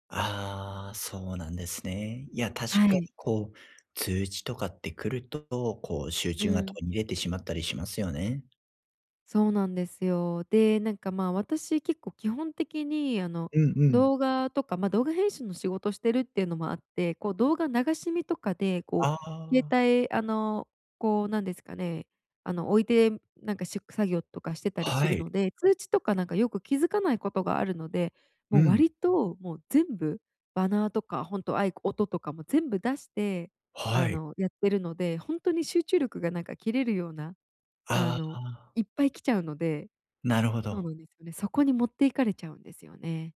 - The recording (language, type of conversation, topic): Japanese, advice, 通知で集中が途切れてしまうのですが、どうすれば集中を続けられますか？
- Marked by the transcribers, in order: none